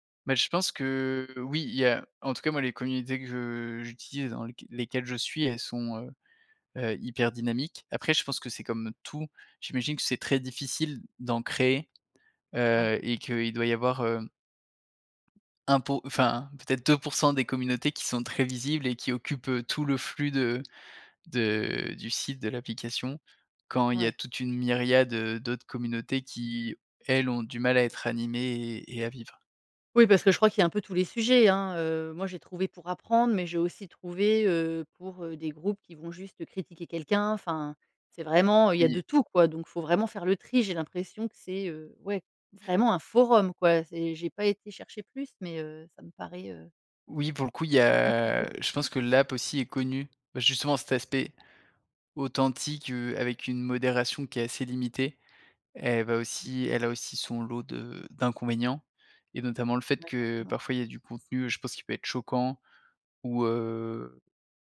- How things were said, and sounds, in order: other background noise; unintelligible speech
- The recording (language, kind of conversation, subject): French, podcast, Comment trouver des communautés quand on apprend en solo ?